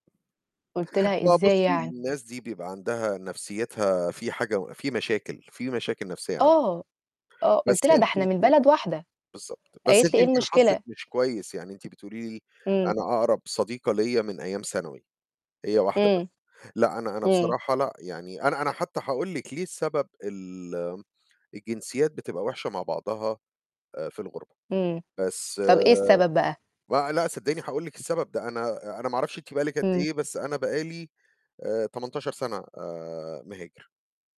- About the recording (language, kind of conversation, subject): Arabic, unstructured, هل عمرك حسّيت بالخذلان من صاحب قريب منك؟
- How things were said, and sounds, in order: tapping